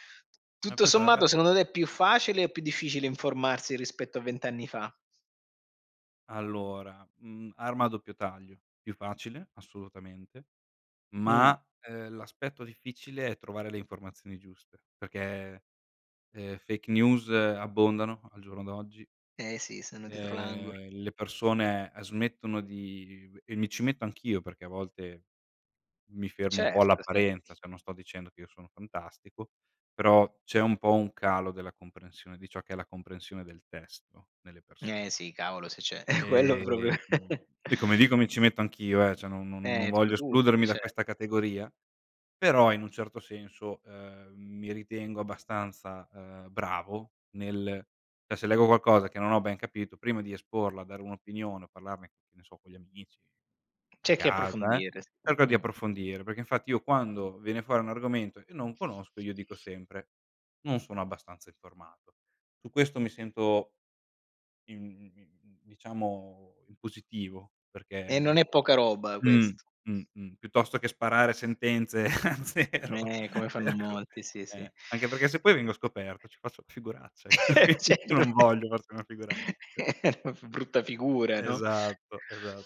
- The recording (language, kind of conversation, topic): Italian, unstructured, Qual è il tuo consiglio per chi vuole rimanere sempre informato?
- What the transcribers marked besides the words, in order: unintelligible speech; "cioè" said as "ceh"; chuckle; "cioè" said as "ceh"; "Ecco" said as "etcco"; "cioè" said as "ceh"; "Cerchi" said as "cecchi"; tapping; laughing while speaking: "a zero cerco"; laughing while speaking: "io qui io non voglio farci una figura"; laugh; laughing while speaking: "Cer"; chuckle